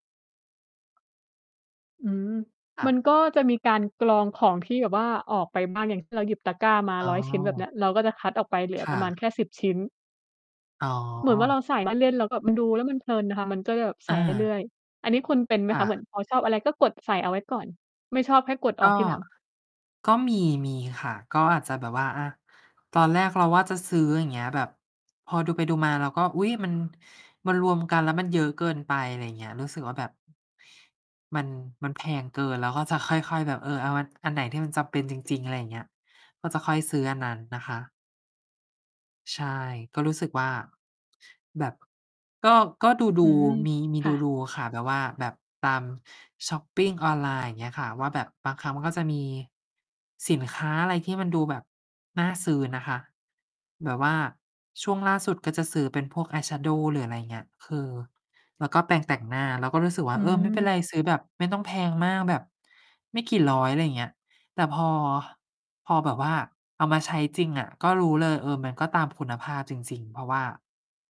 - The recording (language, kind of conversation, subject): Thai, unstructured, เวลาคุณรู้สึกเครียด คุณทำอย่างไรถึงจะผ่อนคลาย?
- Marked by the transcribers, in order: tapping; distorted speech; other background noise; mechanical hum